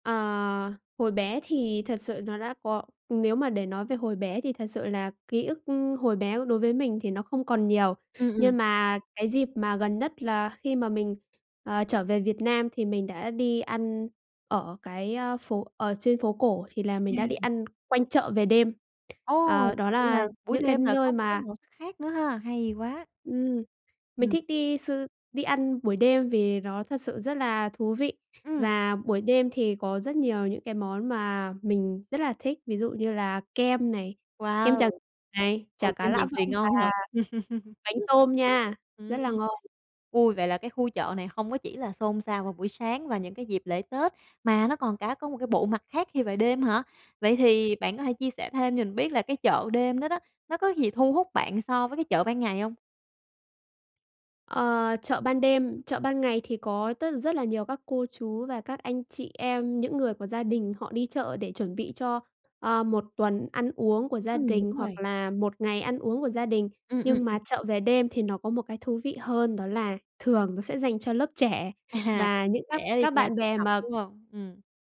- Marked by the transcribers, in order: other noise; tapping; unintelligible speech; other background noise; laugh; laughing while speaking: "À"
- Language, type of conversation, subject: Vietnamese, podcast, Chợ địa phương nào bạn mê nhất, và vì sao bạn mê chợ đó?